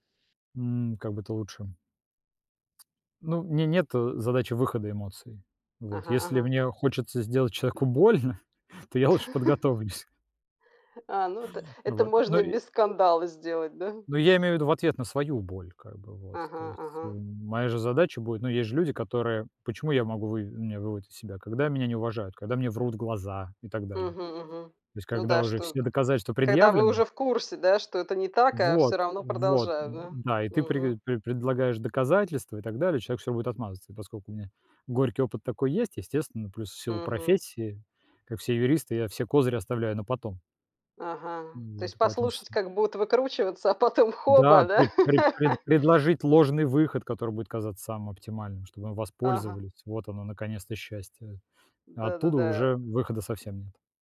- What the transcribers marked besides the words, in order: laughing while speaking: "человеку больно"; chuckle; laugh
- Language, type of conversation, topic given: Russian, unstructured, Что для тебя важнее — быть правым или сохранить отношения?